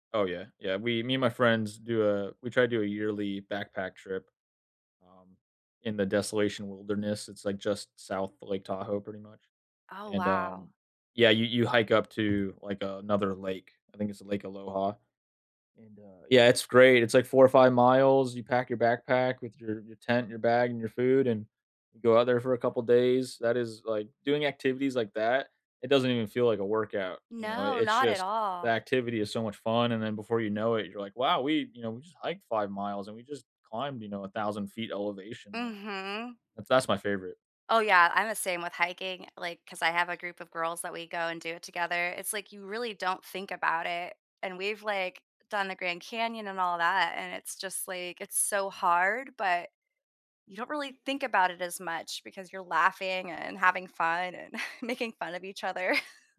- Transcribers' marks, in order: other background noise; chuckle
- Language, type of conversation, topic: English, unstructured, What are the best ways to stay active every day?